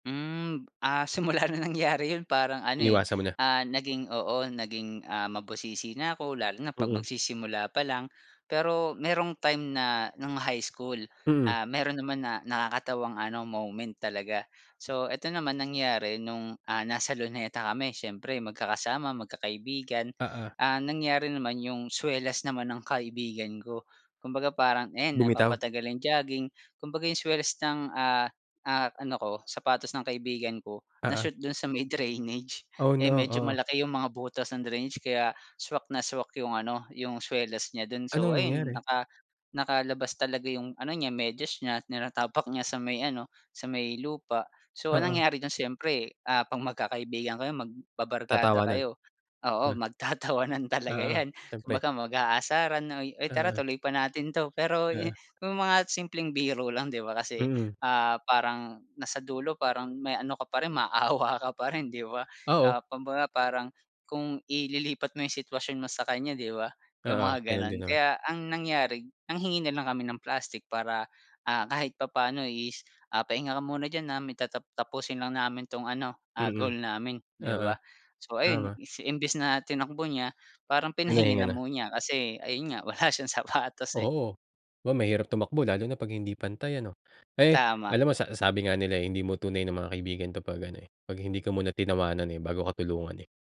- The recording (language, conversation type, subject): Filipino, podcast, Maaari mo bang ibahagi ang isang nakakatawa o nakakahiya mong kuwento tungkol sa hilig mo?
- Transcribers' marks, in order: laughing while speaking: "wala siyang sapatos"